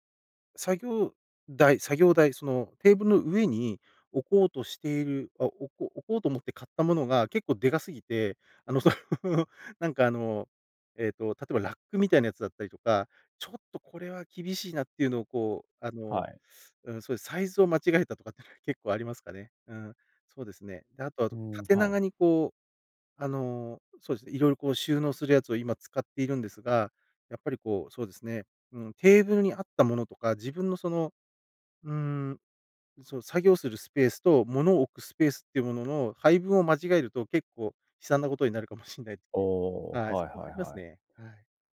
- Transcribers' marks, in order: laughing while speaking: "あの、その"
- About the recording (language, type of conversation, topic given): Japanese, podcast, 作業スペースはどのように整えていますか？
- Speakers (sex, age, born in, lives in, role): male, 35-39, Japan, Japan, host; male, 40-44, Japan, Japan, guest